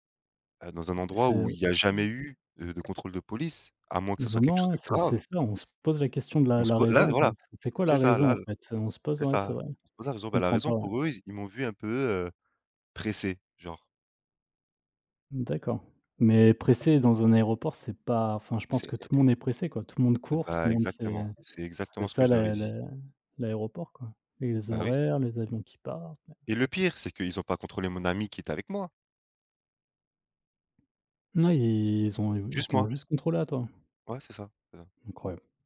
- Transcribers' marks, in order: tapping; stressed: "jamais eu"; stressed: "grave"; unintelligible speech
- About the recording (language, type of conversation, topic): French, unstructured, Comment réagis-tu face à l’injustice ?